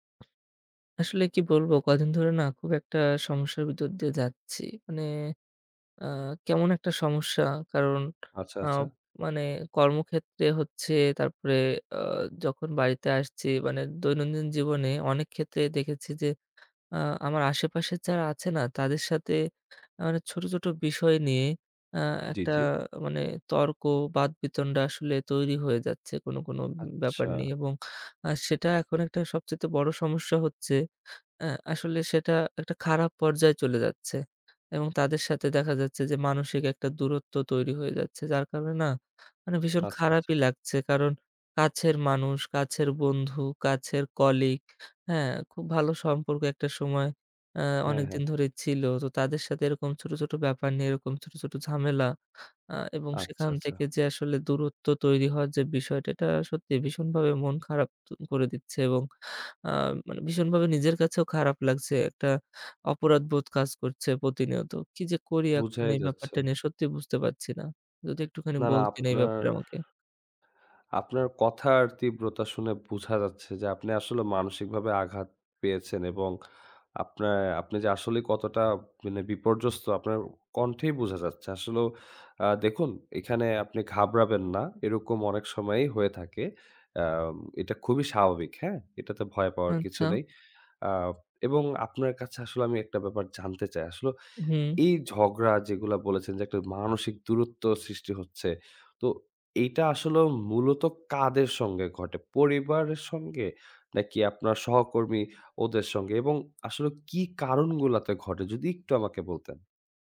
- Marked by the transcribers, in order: other background noise
- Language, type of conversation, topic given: Bengali, advice, প্রতিদিনের ছোটখাটো তর্ক ও মানসিক দূরত্ব